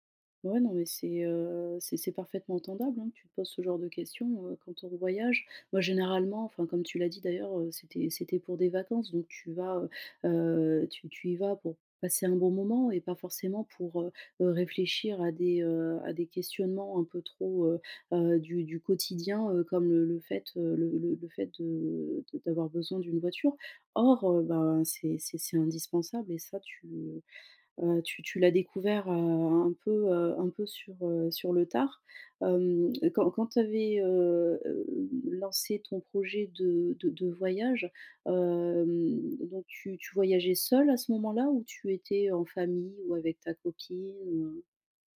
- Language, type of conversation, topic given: French, advice, Comment gérer les difficultés logistiques lors de mes voyages ?
- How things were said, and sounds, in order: stressed: "Or"